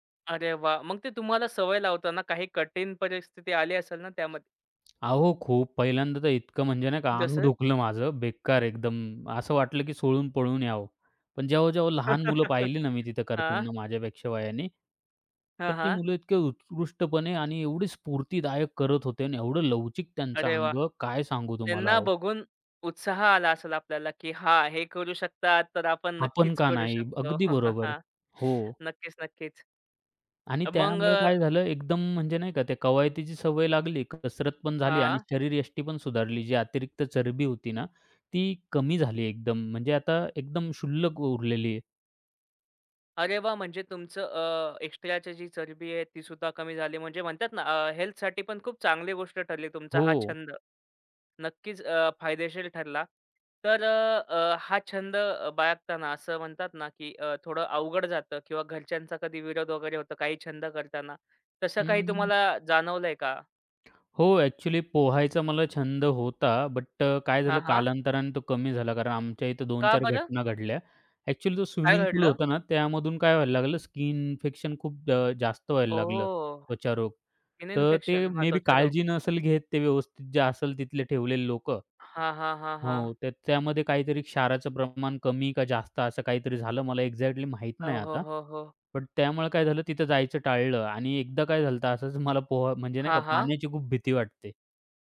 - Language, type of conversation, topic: Marathi, podcast, एखादा छंद तुम्ही कसा सुरू केला, ते सांगाल का?
- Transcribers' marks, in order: "कठीण" said as "कटीन"; tapping; other background noise; "सोडून" said as "सोळून"; laugh; chuckle; in English: "मे बी"; in English: "एक्झॅक्टली"